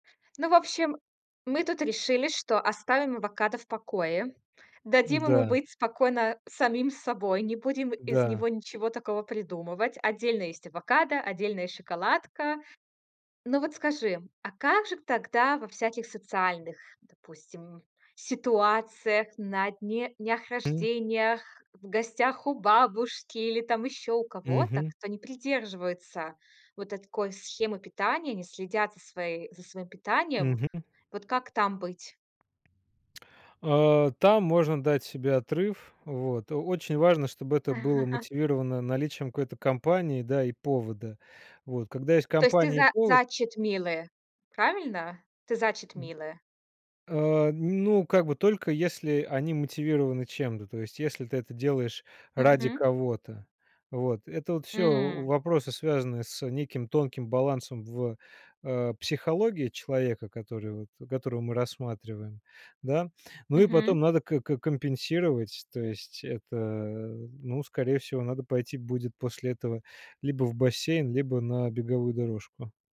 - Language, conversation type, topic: Russian, podcast, Что помогает тебе есть меньше сладкого?
- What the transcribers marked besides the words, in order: tapping; chuckle; in English: "читмилы"; in English: "читмилы?"